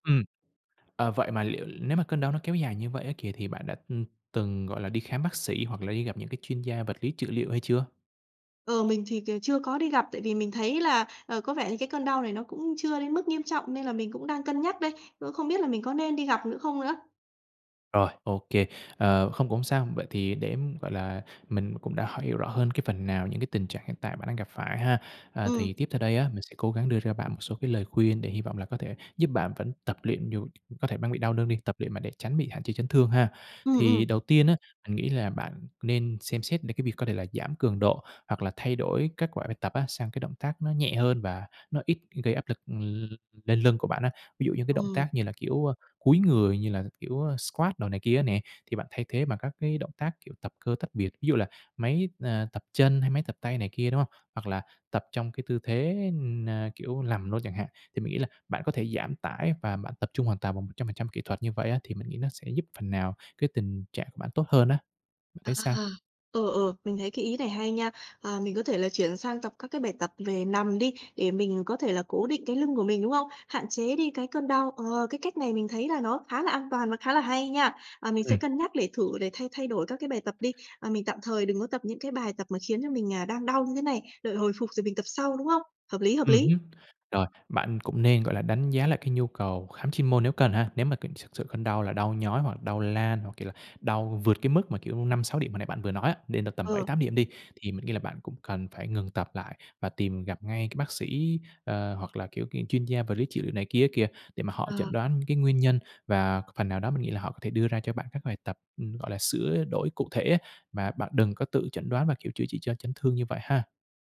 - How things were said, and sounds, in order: tapping; "mình" said as "ình"; other noise; in English: "squad"; other background noise
- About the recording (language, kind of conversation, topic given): Vietnamese, advice, Tôi bị đau lưng khi tập thể dục và lo sẽ làm nặng hơn, tôi nên làm gì?